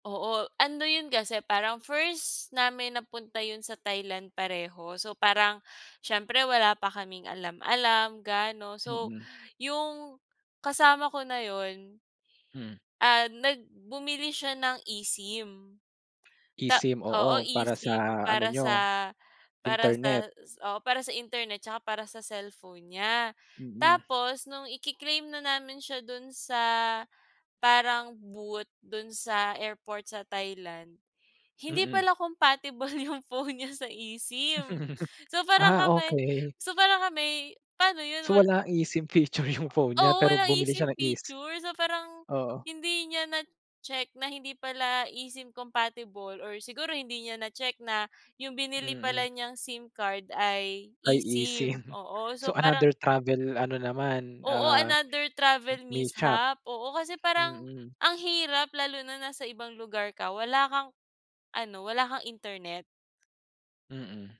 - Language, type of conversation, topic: Filipino, podcast, May naging aberya ka na ba sa biyahe na kinukuwento mo pa rin hanggang ngayon?
- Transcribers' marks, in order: tapping; in English: "booth"; joyful: "Hindi pala compatible 'yong phone … paano 'yon? Wal"; in English: "compatible"; laugh; laughing while speaking: "eSIM feature yung"; in English: "features"; in English: "compatible"; laughing while speaking: "eSIM"; in English: "another travel"; in English: "travel mishap"; in English: "mishap"